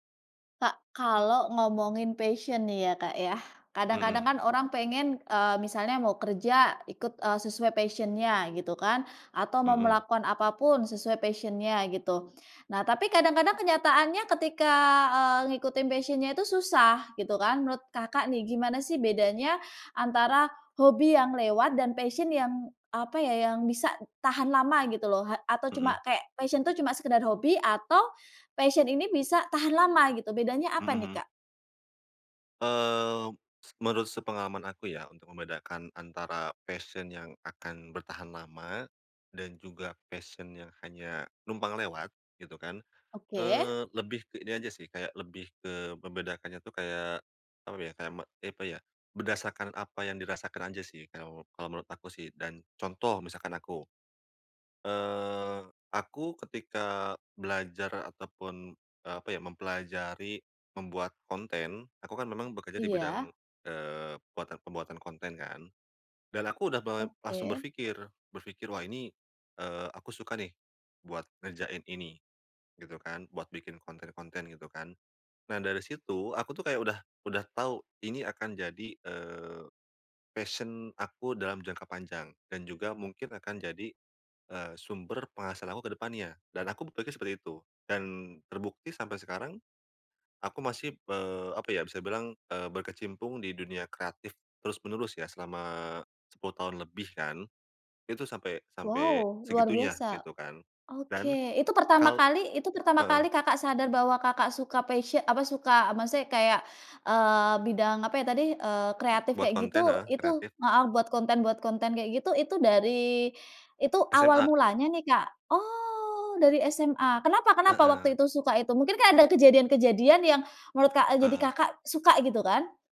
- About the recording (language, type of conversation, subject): Indonesian, podcast, Bagaimana cara menemukan minat yang dapat bertahan lama?
- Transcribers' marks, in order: in English: "passion"; in English: "passion-nya"; in English: "passion-nya"; in English: "passion-nya"; in English: "passion"; in English: "passion"; in English: "passion"; in English: "passion"; in English: "passion"; in English: "passion"; tapping